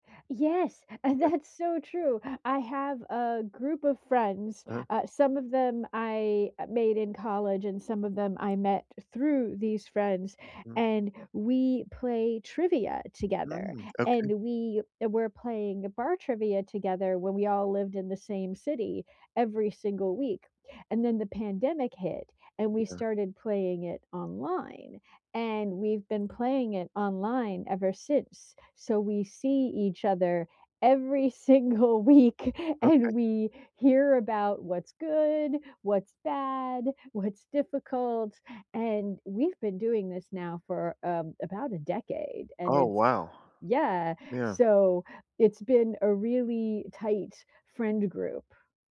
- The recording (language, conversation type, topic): English, unstructured, What makes someone a good friend, in your opinion?
- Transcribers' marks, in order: laughing while speaking: "that's"; laughing while speaking: "week"